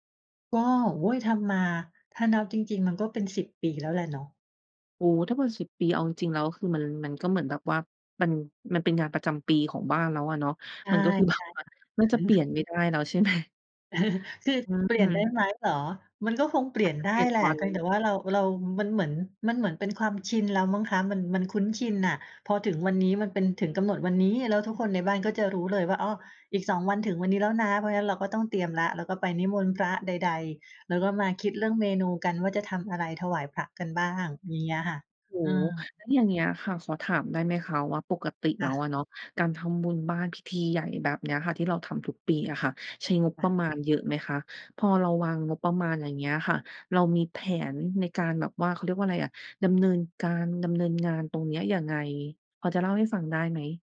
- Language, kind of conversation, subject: Thai, podcast, คุณเคยทำบุญด้วยการถวายอาหาร หรือร่วมงานบุญที่มีการจัดสำรับอาหารบ้างไหม?
- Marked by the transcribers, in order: laughing while speaking: "แบบว่า"; chuckle; laughing while speaking: "ไหม ?"; chuckle